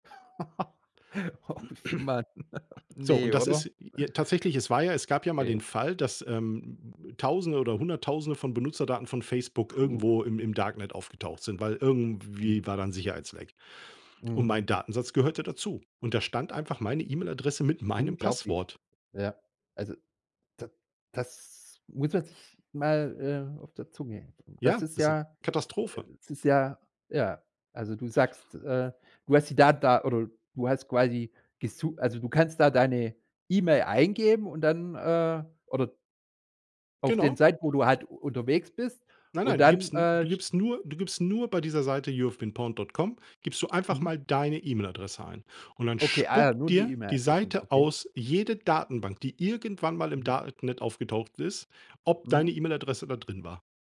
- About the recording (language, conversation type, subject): German, podcast, Was machst du im Alltag, um deine Online-Daten zu schützen?
- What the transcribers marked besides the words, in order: chuckle; laughing while speaking: "Oh"; throat clearing; chuckle; other background noise; tapping